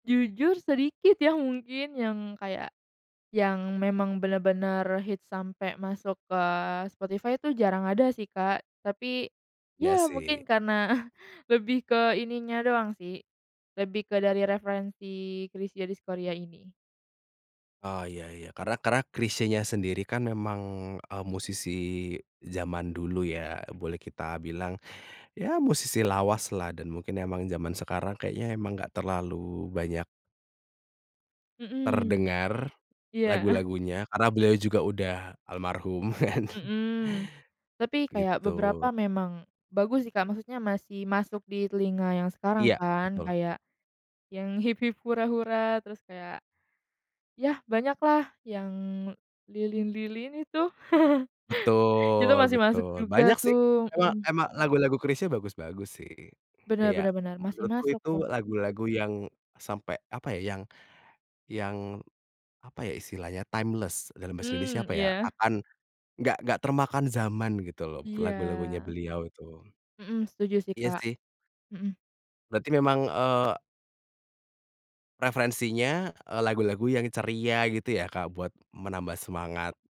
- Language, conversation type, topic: Indonesian, podcast, Apa lagu yang selalu bikin kamu semangat, dan kenapa?
- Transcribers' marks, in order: laughing while speaking: "karena"; chuckle; laughing while speaking: "kan"; chuckle; tapping; laugh; in English: "timeless"